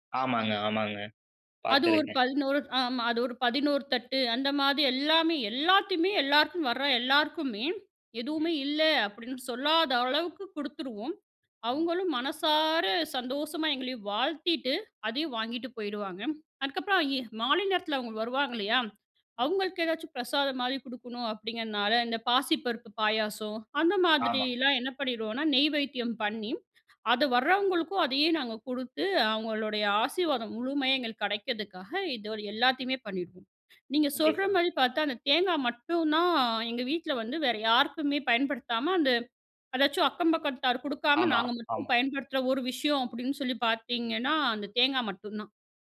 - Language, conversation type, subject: Tamil, podcast, வீட்டில் வழக்கமான தினசரி வழிபாடு இருந்தால் அது எப்படிச் நடைபெறுகிறது?
- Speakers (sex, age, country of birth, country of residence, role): female, 35-39, India, India, guest; male, 20-24, India, India, host
- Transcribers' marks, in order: "மாரி" said as "மாதி"; drawn out: "மனசார"; drawn out: "மட்டும் தான்"